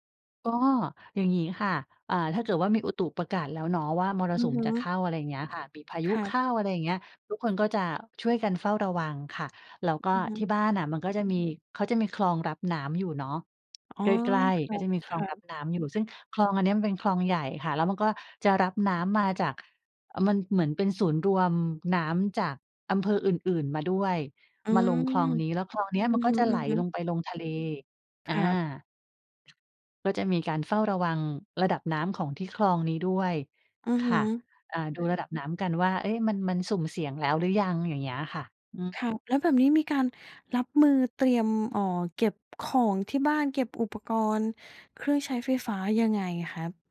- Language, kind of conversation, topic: Thai, podcast, ช่วงมรสุมหรือหน้าฝนมีความท้าทายอะไรสำหรับคุณบ้างครับ/คะ?
- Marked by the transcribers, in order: other background noise